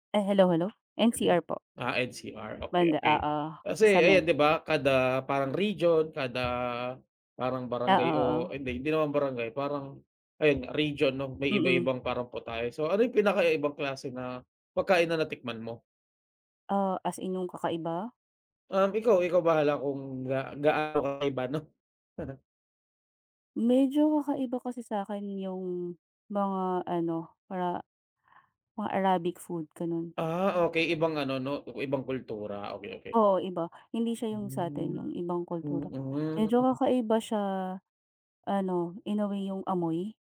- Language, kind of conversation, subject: Filipino, unstructured, Ano ang pinaka-kakaibang pagkain na natikman mo?
- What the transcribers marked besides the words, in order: other background noise; tapping; chuckle